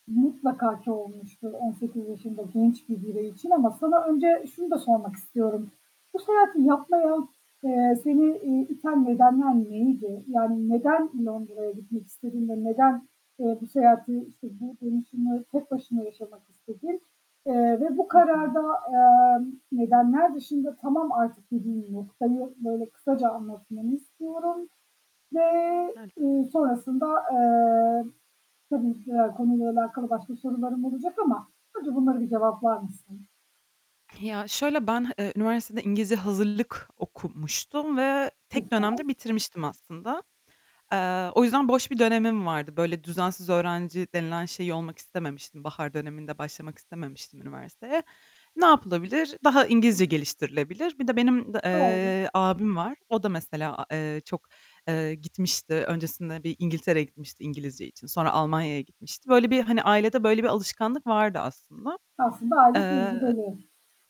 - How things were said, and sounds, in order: distorted speech; other background noise; unintelligible speech; static; unintelligible speech
- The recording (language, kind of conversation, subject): Turkish, podcast, İlk kez yalnız seyahat ettiğinde neler öğrendin, paylaşır mısın?